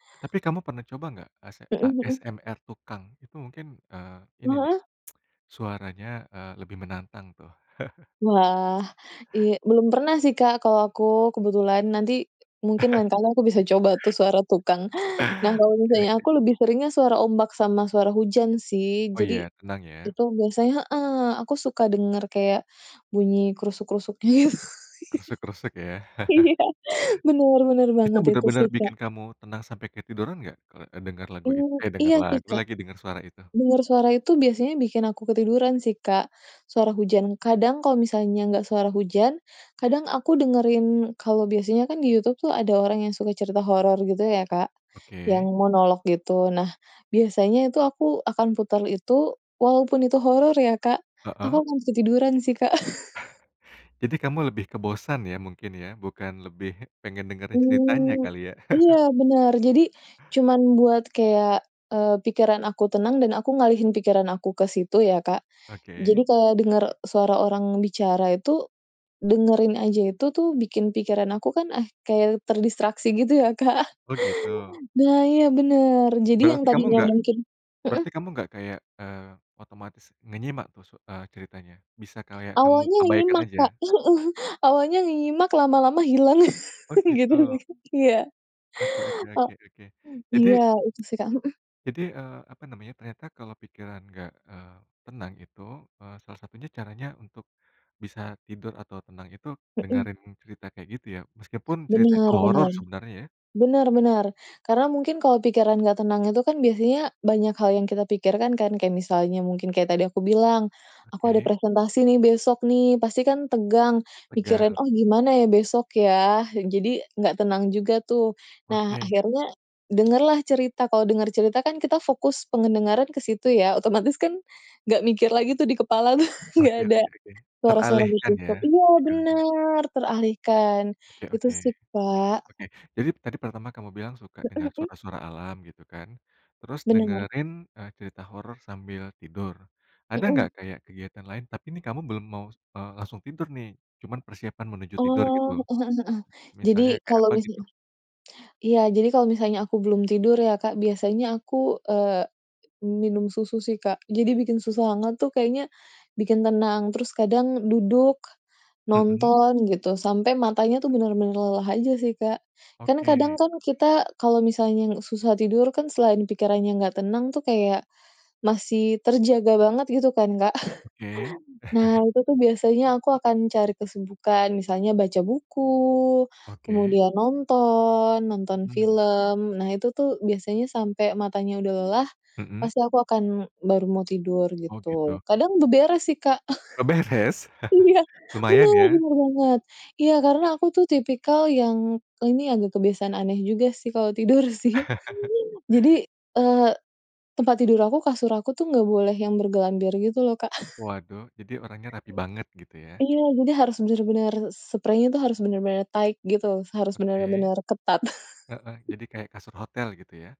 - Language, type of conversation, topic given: Indonesian, podcast, Apa yang kamu lakukan kalau susah tidur karena pikiran nggak tenang?
- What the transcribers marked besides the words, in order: unintelligible speech; other background noise; tsk; chuckle; laugh; laughing while speaking: "gitu, iya iya"; laugh; chuckle; chuckle; chuckle; chuckle; "nyimak" said as "nyiyimak"; chuckle; laughing while speaking: "Gitu lagi"; tapping; "pendengaran" said as "pengendengaran"; chuckle; chuckle; chuckle; chuckle; chuckle; in English: "tight"; chuckle